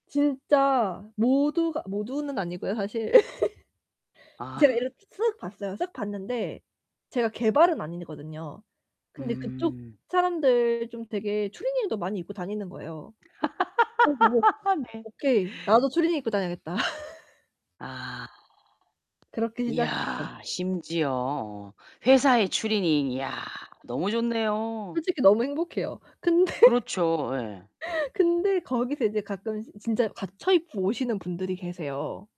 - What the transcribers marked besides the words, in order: laugh; laughing while speaking: "아"; distorted speech; laugh; laugh; tapping; laughing while speaking: "근데"
- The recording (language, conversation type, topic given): Korean, advice, 스타일을 찾기 어렵고 코디가 막막할 때는 어떻게 시작하면 좋을까요?